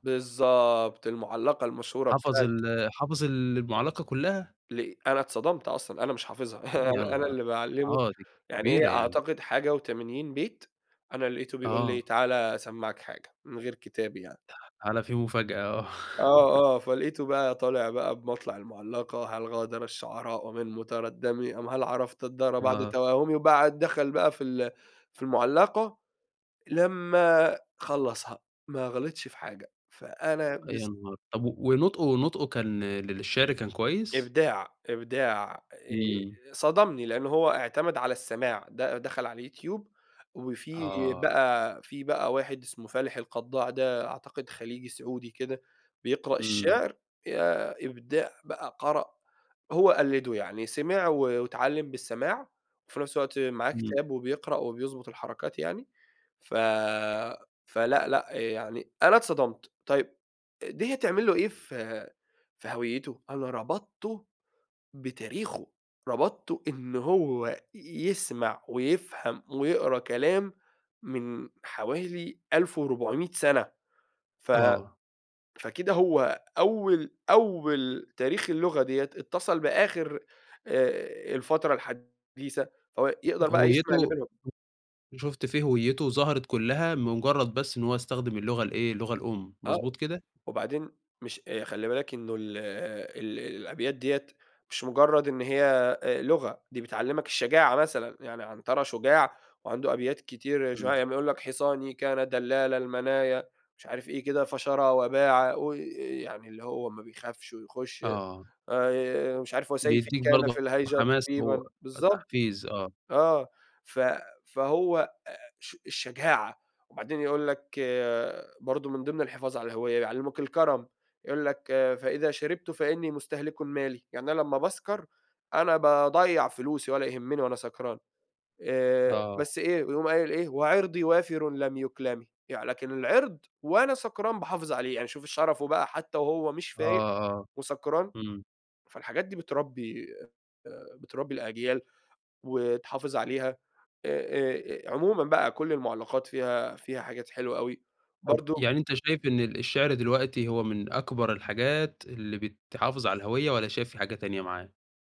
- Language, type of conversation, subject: Arabic, podcast, إيه دور لغتك الأم في إنك تفضل محافظ على هويتك؟
- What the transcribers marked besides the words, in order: background speech; laugh; chuckle; other noise